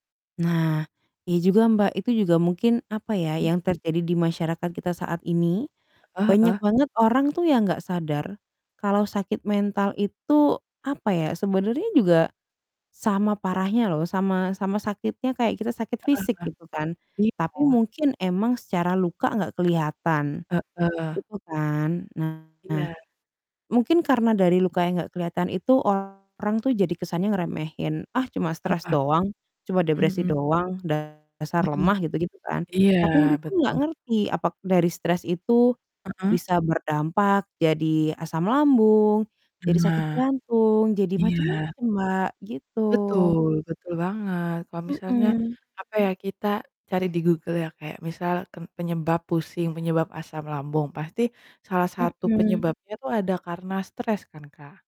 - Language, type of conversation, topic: Indonesian, unstructured, Apa pendapat kamu tentang stigma negatif terhadap orang yang mengalami masalah kesehatan mental?
- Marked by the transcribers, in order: distorted speech; static; other background noise